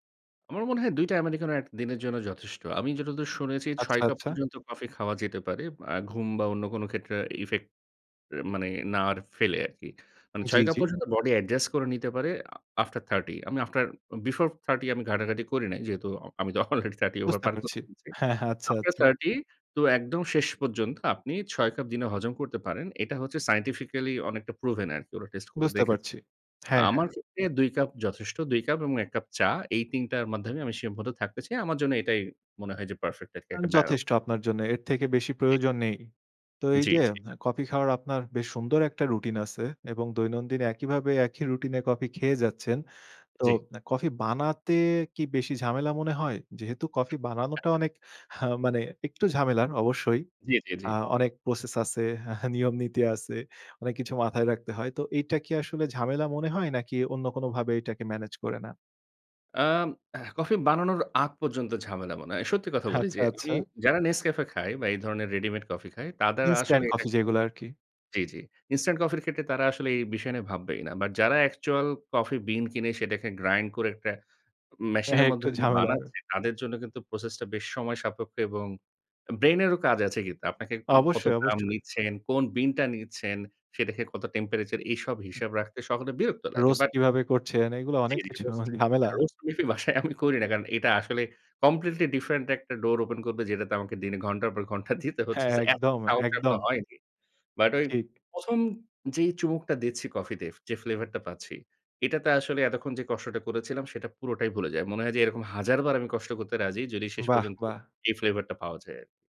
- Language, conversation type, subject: Bengali, podcast, কফি বা চা খাওয়া আপনার এনার্জিতে কী প্রভাব ফেলে?
- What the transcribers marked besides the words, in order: "একদিনের" said as "এটদিনের"; in English: "ইফেক্ট"; in English: "অ্যাডজাস্ট"; laughing while speaking: "তো অলরেডি থার্টি ওভার পার করে ফেলেছি"; in English: "সায়েন্টিফিক্যালি"; in English: "প্রুভেন"; tapping; scoff; scoff; in English: "গ্রাইন্ড"; in English: "টেম্পেরেচার?"; scoff; laughing while speaking: "কফি আমি বাসায় আমি করি না"; in English: "কমপ্লিটলি"; in English: "ডোর ওপেন"; scoff